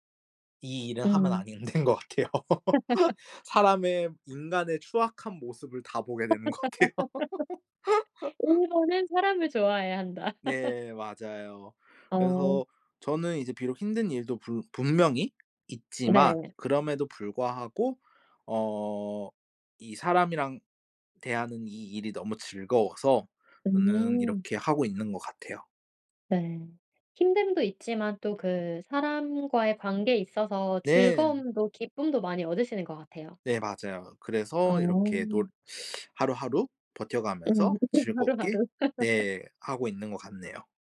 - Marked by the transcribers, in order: tapping; laughing while speaking: "된 거 같아요"; laugh; other background noise; laugh; laugh; laughing while speaking: "거 같아요"; laugh; laugh; teeth sucking; unintelligible speech; laugh
- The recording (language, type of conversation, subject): Korean, podcast, 첫 직장에서 일했던 경험은 어땠나요?